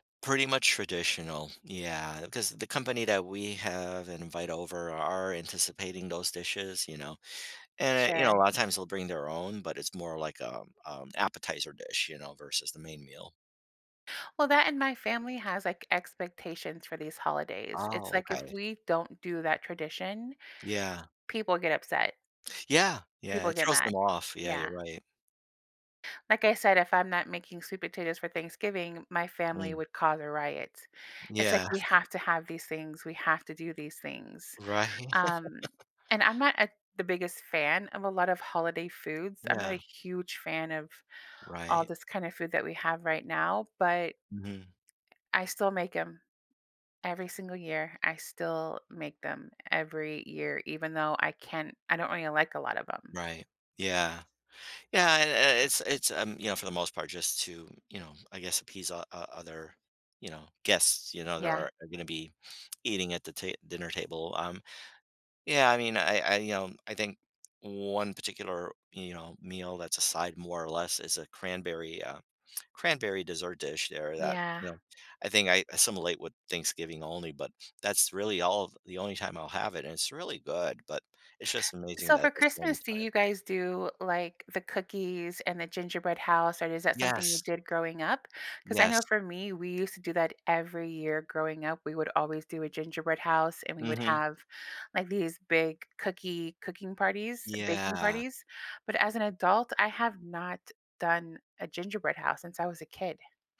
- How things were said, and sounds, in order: laughing while speaking: "Right"; laugh; tapping; other background noise; drawn out: "Yeah"
- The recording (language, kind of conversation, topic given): English, unstructured, How can I understand why holidays change foods I crave or avoid?